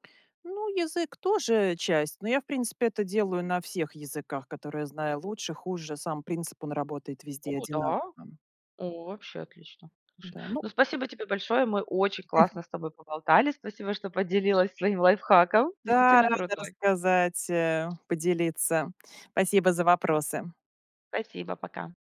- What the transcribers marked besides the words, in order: chuckle; tapping
- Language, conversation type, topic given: Russian, podcast, Как выжимать суть из длинных статей и книг?